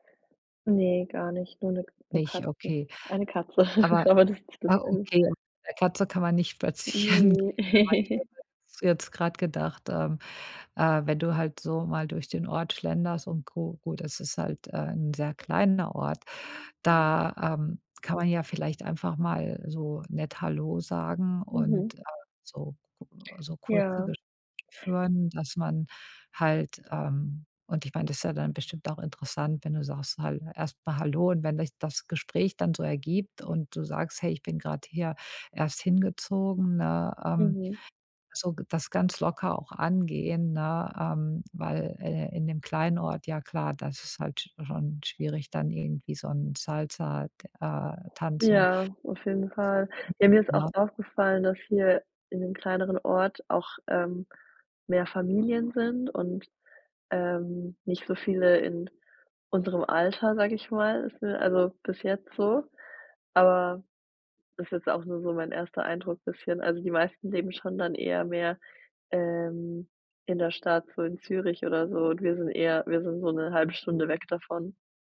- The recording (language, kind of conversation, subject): German, advice, Wie kann ich entspannt neue Leute kennenlernen, ohne mir Druck zu machen?
- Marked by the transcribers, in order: chuckle; laughing while speaking: "spazieren gehen"; chuckle